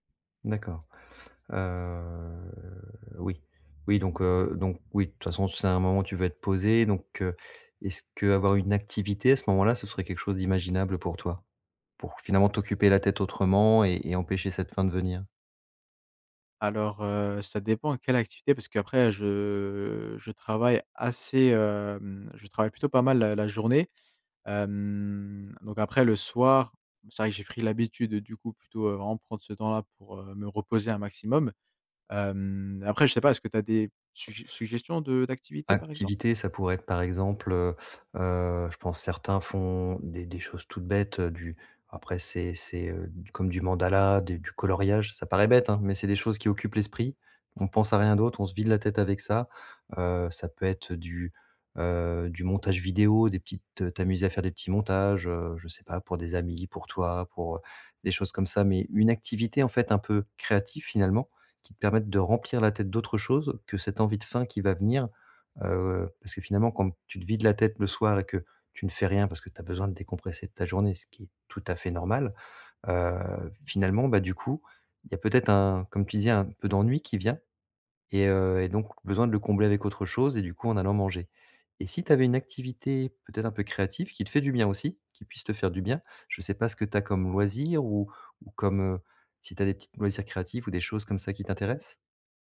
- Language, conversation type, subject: French, advice, Comment arrêter de manger tard le soir malgré ma volonté d’arrêter ?
- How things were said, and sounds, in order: drawn out: "Heu"; tapping; stressed: "maximum"; stressed: "aussi"